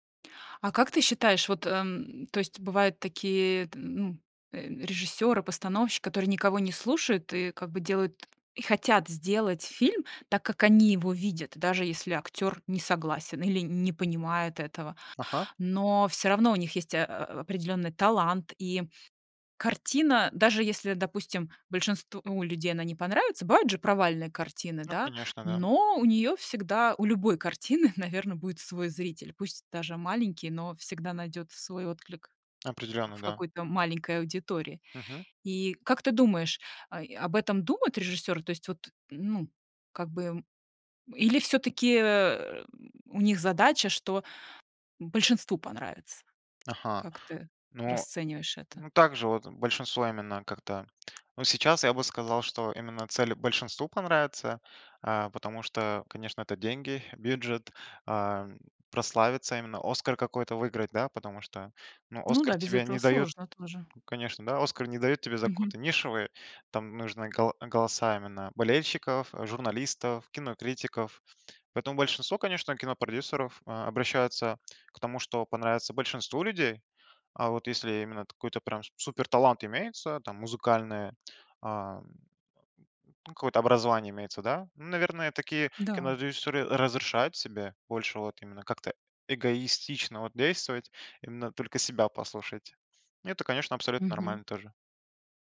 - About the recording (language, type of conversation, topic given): Russian, podcast, Как хороший саундтрек помогает рассказу в фильме?
- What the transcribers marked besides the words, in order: tapping; laughing while speaking: "картины"; grunt; "бюджет" said as "биджет"